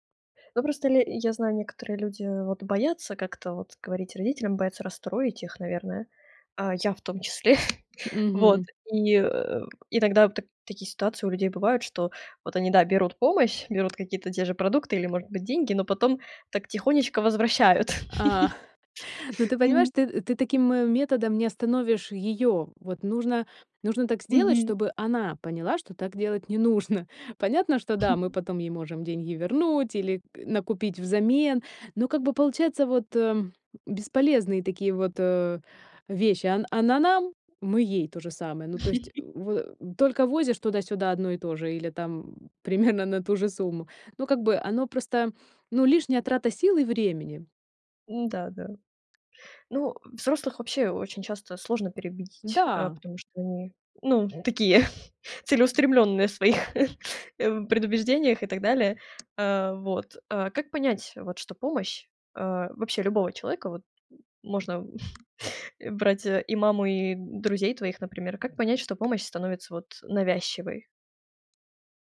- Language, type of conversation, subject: Russian, podcast, Как отличить здоровую помощь от чрезмерной опеки?
- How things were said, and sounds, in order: chuckle; tapping; chuckle; chuckle; chuckle; laughing while speaking: "примерно"; other background noise; laughing while speaking: "такие"; laughing while speaking: "своих"; chuckle